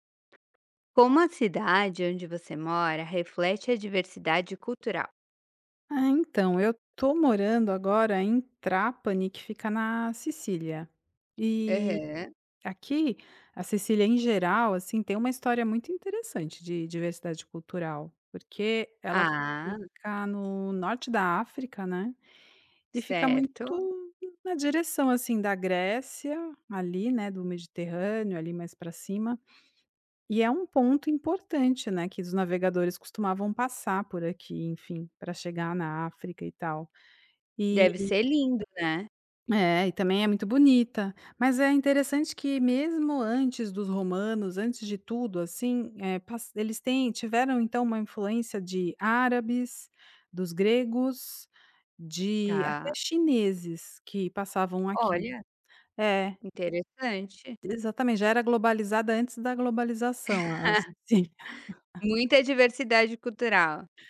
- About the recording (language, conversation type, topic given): Portuguese, podcast, Como a cidade onde você mora reflete a diversidade cultural?
- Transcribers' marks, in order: tapping; laugh